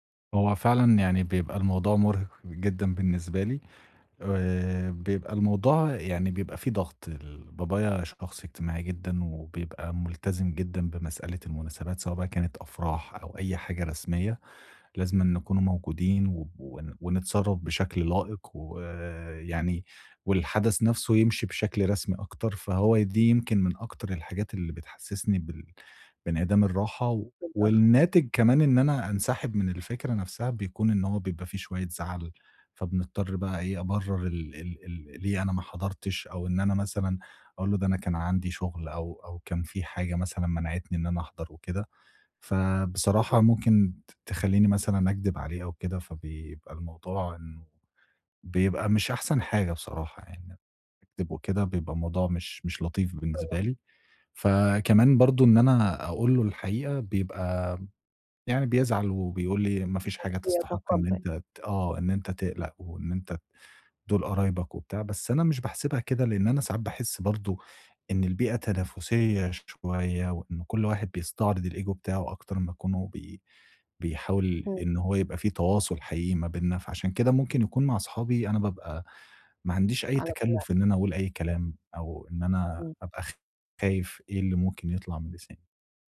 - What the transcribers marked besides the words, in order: other background noise; in English: "الego"
- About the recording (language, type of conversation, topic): Arabic, advice, إزاي أتعامل مع الإحساس بالإرهاق من المناسبات الاجتماعية؟